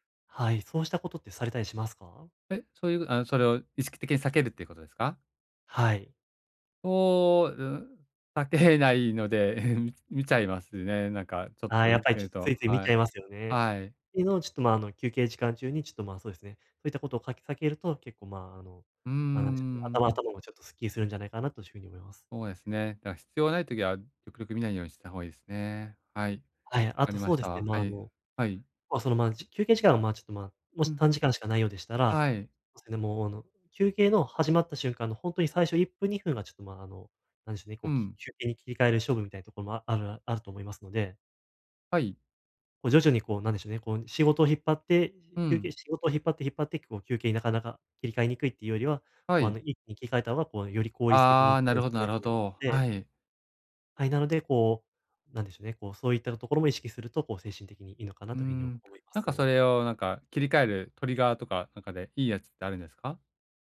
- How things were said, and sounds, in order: unintelligible speech; unintelligible speech
- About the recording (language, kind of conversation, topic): Japanese, advice, 短い休憩で集中力と生産性を高めるにはどうすればよいですか？